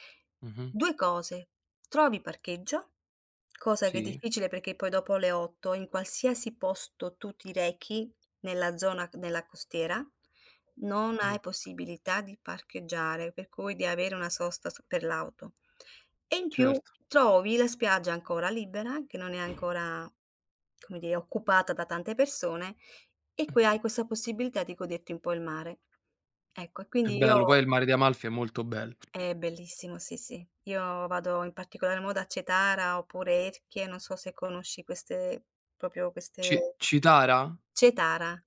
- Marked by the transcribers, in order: tapping; door; other background noise; "proprio" said as "propio"
- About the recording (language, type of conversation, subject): Italian, unstructured, Come si può risparmiare denaro senza rinunciare ai piaceri quotidiani?